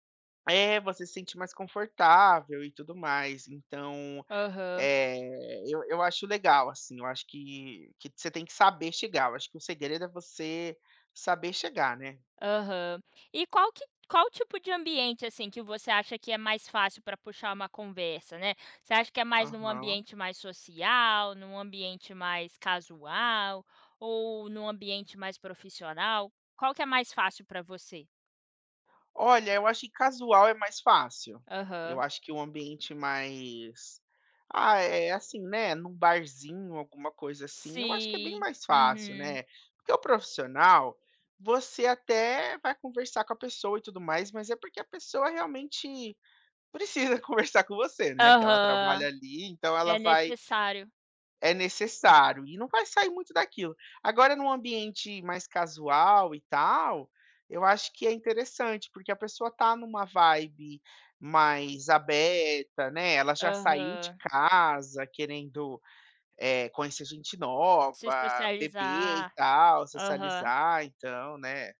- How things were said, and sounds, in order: none
- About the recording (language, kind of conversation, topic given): Portuguese, podcast, Qual é a sua estratégia para começar uma conversa com desconhecidos?